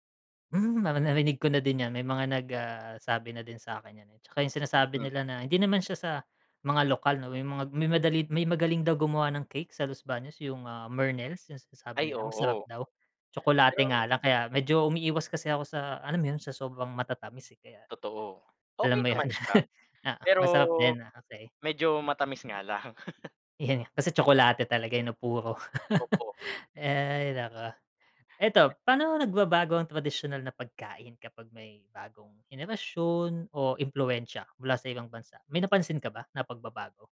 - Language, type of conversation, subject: Filipino, unstructured, Ano ang papel ng pagkain sa ating kultura at pagkakakilanlan?
- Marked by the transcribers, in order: chuckle; chuckle; chuckle